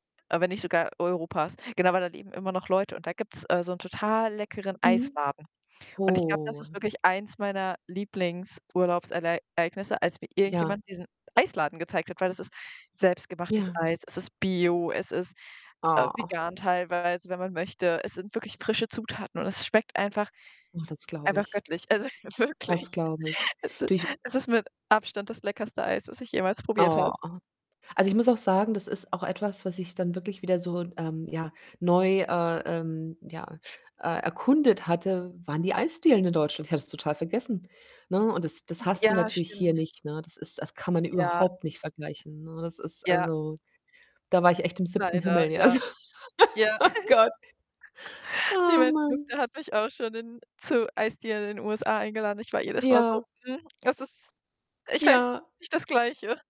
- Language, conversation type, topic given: German, unstructured, Was war bisher dein schönstes Urlaubserlebnis?
- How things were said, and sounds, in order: "Lieblingsurlaubsereignisse" said as "Lieblingsurlaubserleieignisse"; distorted speech; laughing while speaking: "also, wirklich"; other background noise; tapping; chuckle; unintelligible speech; laugh; laughing while speaking: "Gott"; unintelligible speech